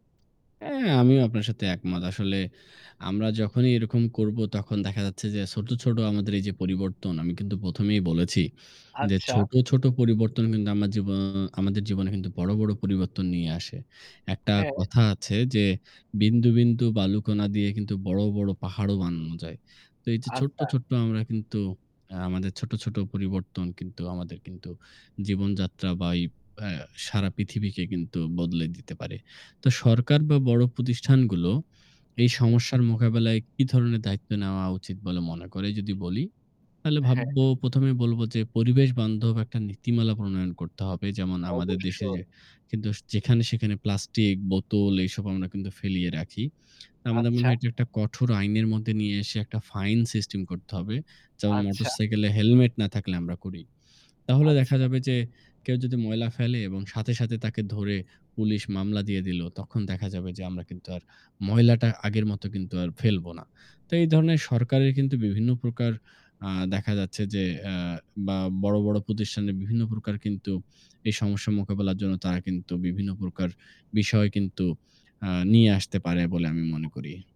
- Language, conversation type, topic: Bengali, unstructured, বিশ্বব্যাপী জলবায়ু পরিবর্তনের খবর শুনলে আপনার মনে কী ভাবনা আসে?
- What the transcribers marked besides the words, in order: static; "কিন্তু" said as "কিন্তুস"; tapping